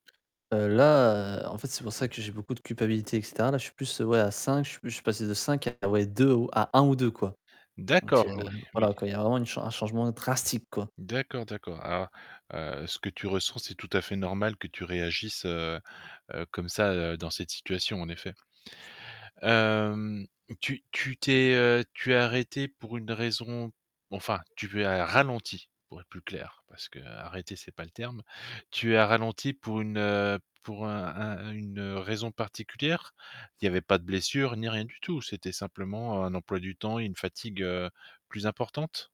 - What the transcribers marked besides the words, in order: static; tapping; distorted speech; mechanical hum; stressed: "drastique"
- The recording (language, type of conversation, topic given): French, advice, Comment décririez-vous votre sentiment de culpabilité après avoir manqué plusieurs entraînements ?